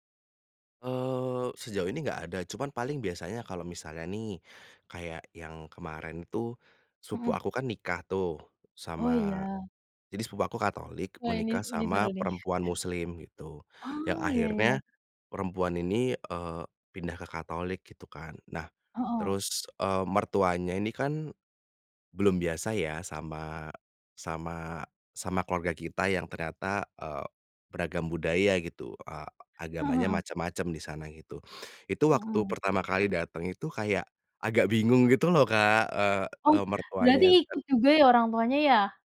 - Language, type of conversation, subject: Indonesian, podcast, Bagaimana kamu merayakan dua tradisi yang berbeda dalam satu keluarga?
- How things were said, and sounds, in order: chuckle; unintelligible speech